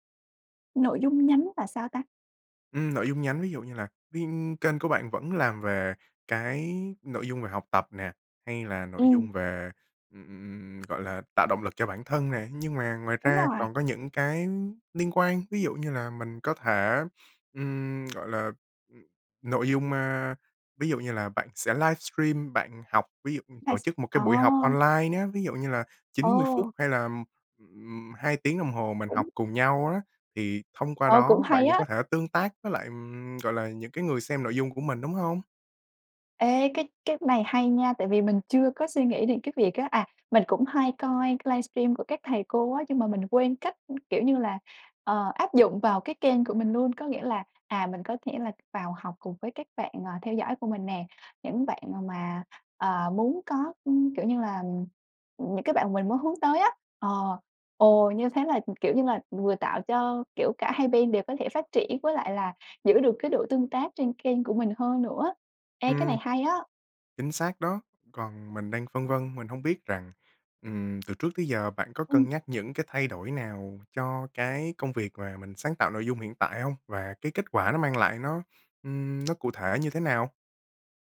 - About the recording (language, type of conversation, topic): Vietnamese, advice, Cảm thấy bị lặp lại ý tưởng, muốn đổi hướng nhưng bế tắc
- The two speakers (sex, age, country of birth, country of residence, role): female, 25-29, Vietnam, Malaysia, user; male, 20-24, Vietnam, Germany, advisor
- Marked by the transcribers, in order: tapping; lip smack; lip smack; "luôn" said as "nuôn"